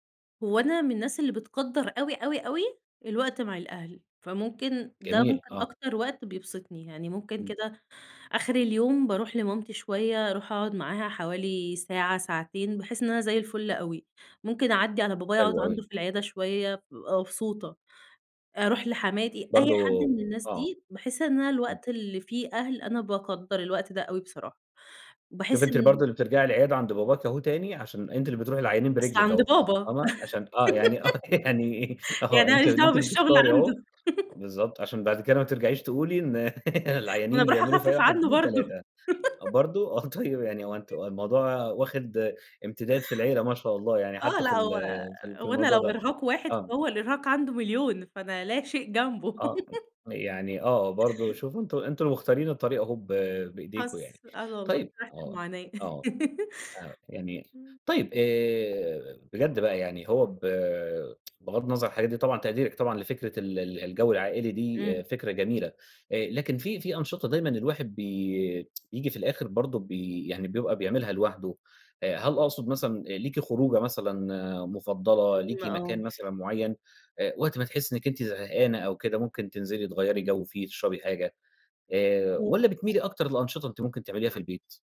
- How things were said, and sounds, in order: giggle; laughing while speaking: "يعني أنا ما ليش دعوة بالشغل عَنده؟"; laughing while speaking: "آه، يعني أهو، أنتِ أنتِ اللي أنتِ بتختاري أهو"; laugh; laughing while speaking: "ما أنا بارُوح أخفِّف عنه برضه"; giggle; laugh; laughing while speaking: "آه. طيب"; other background noise; tapping; laugh; laugh; tsk; tsk; unintelligible speech
- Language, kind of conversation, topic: Arabic, podcast, إيه عاداتك اليومية عشان تفصل وتفوق بعد يوم مرهق؟